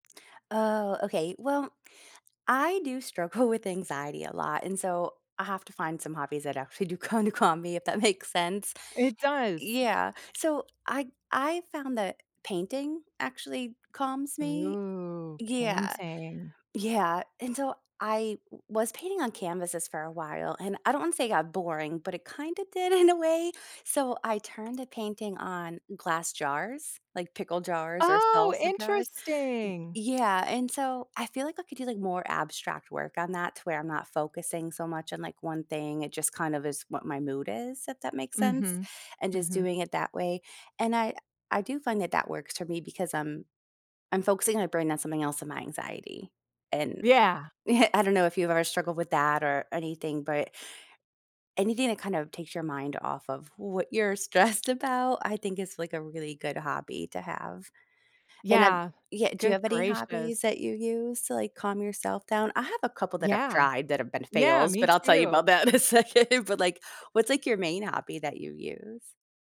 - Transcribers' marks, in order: laughing while speaking: "struggle"; laughing while speaking: "kinda calm me, if that makes"; tapping; laughing while speaking: "did"; chuckle; laughing while speaking: "stressed"; other background noise; laughing while speaking: "in a second"
- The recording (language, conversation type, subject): English, unstructured, What hobby should I try to feel calmer, and why?
- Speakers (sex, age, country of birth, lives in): female, 40-44, United States, United States; female, 40-44, United States, United States